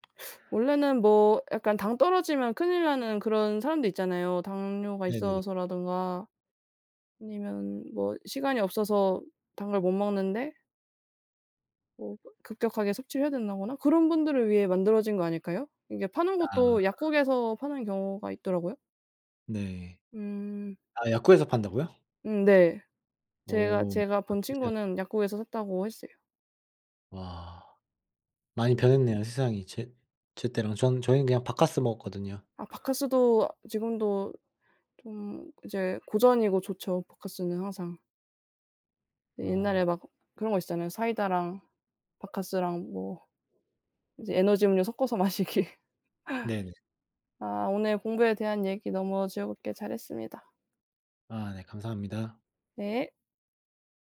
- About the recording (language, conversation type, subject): Korean, unstructured, 어떻게 하면 공부에 대한 흥미를 잃지 않을 수 있을까요?
- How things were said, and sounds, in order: tapping; teeth sucking; other background noise; laughing while speaking: "마시기"